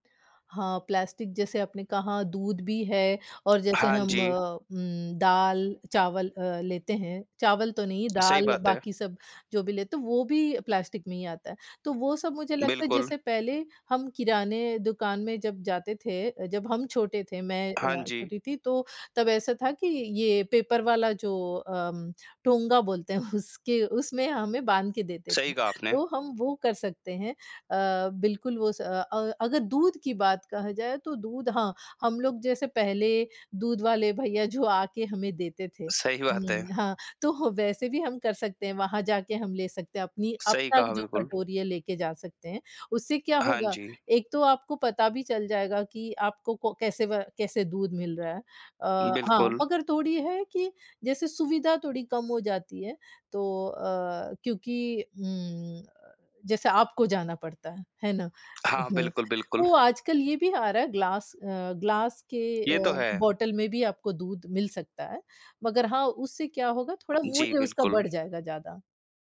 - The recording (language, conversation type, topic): Hindi, podcast, प्लास्टिक के उपयोग के बारे में आपका क्या विचार है?
- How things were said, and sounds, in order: tapping; other background noise; laughing while speaking: "टोंगा बोलते हैं"; in English: "ग्लास"; in English: "ग्लास"; in English: "बॉटल"